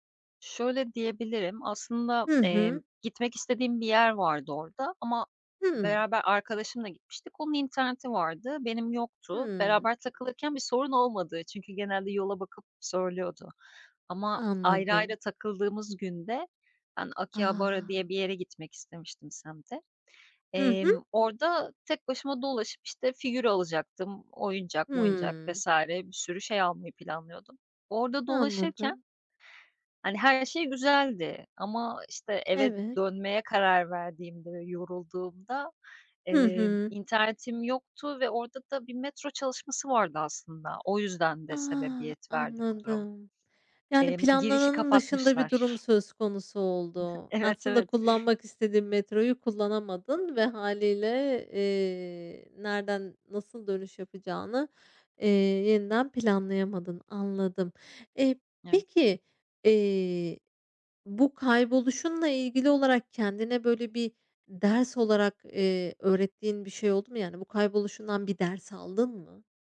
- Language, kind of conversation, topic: Turkish, podcast, Yolda kaybolduğun bir anı paylaşır mısın?
- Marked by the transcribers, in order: surprised: "A!"; other background noise; chuckle